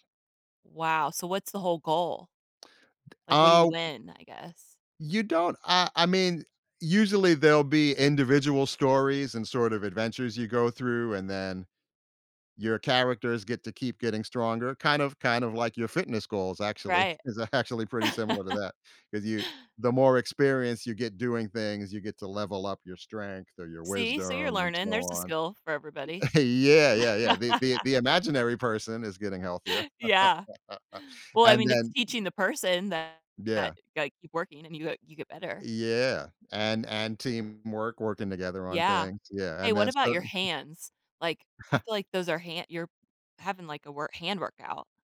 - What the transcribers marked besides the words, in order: other background noise; tapping; laughing while speaking: "actually"; laugh; chuckle; laugh; laugh; chuckle
- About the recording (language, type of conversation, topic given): English, unstructured, How has achieving a fitness goal impacted your overall well-being?
- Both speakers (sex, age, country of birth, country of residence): female, 35-39, United States, United States; male, 55-59, United States, United States